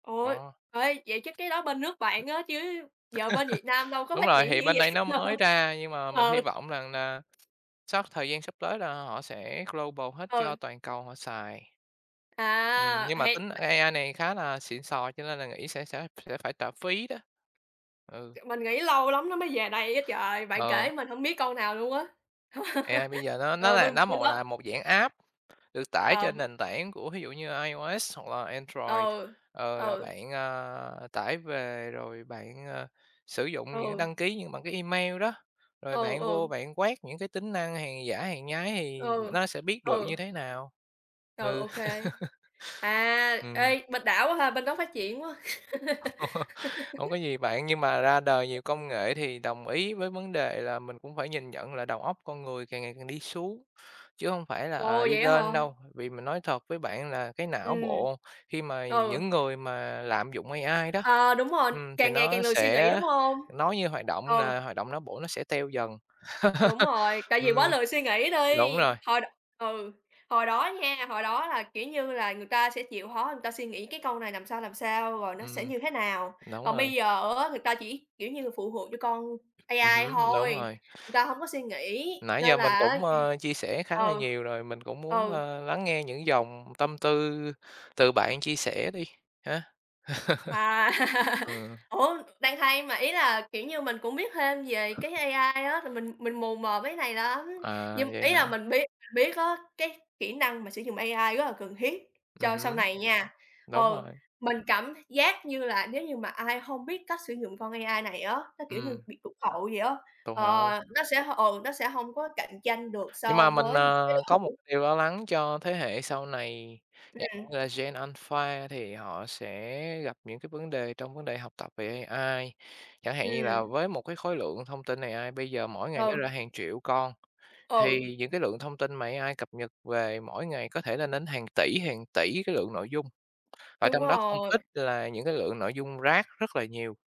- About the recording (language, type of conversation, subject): Vietnamese, unstructured, Bạn có đồng ý rằng công nghệ đang tạo ra áp lực tâm lý cho giới trẻ không?
- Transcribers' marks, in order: other background noise; laugh; tapping; laughing while speaking: "vậy"; laugh; in English: "global"; laugh; laugh; laugh; laugh; other noise; laugh; unintelligible speech; in English: "gen"